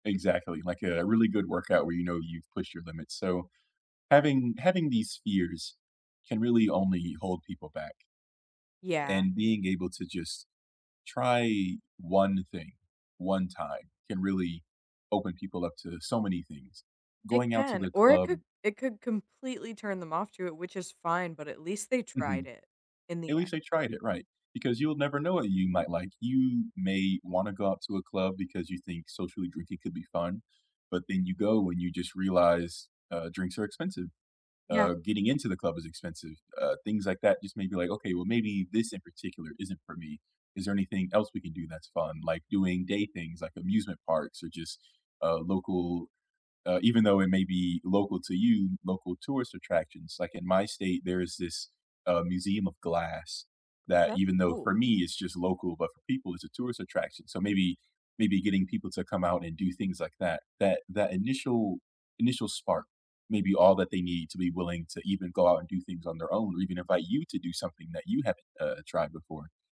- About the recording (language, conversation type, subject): English, unstructured, How can you persuade a friend to go on an adventure even if they’re afraid?
- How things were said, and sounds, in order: none